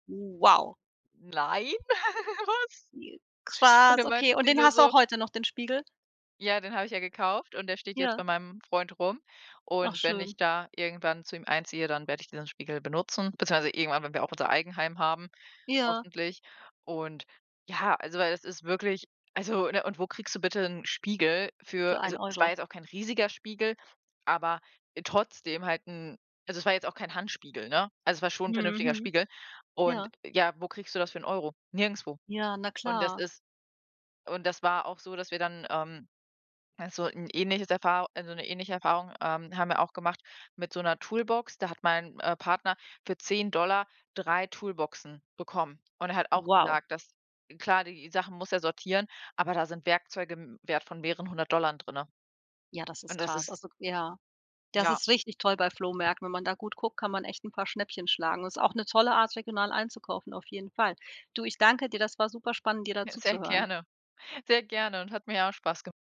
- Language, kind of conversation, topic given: German, podcast, Warum ist es dir wichtig, regional einzukaufen?
- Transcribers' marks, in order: laughing while speaking: "Nein, was? Und dann meinte sie nur so"; other background noise; giggle